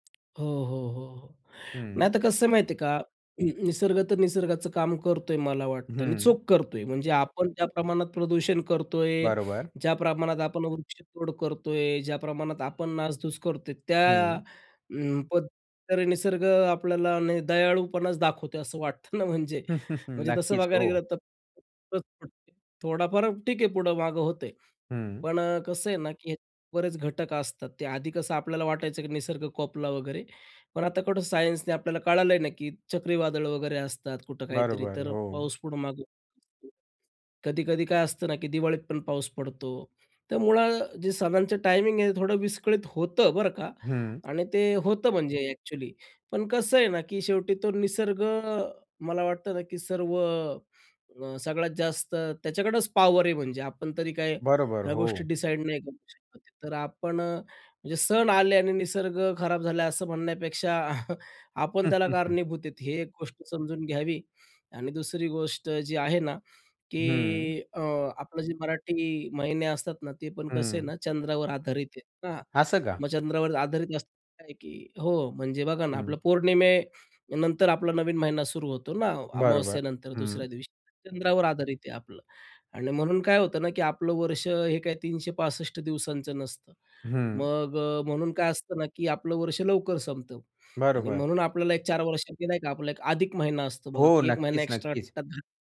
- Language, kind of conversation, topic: Marathi, podcast, हंगामीन उत्सव आणि निसर्ग यांचं नातं तुम्ही कसं स्पष्ट कराल?
- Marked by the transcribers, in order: tapping; chuckle; unintelligible speech; other background noise; chuckle; unintelligible speech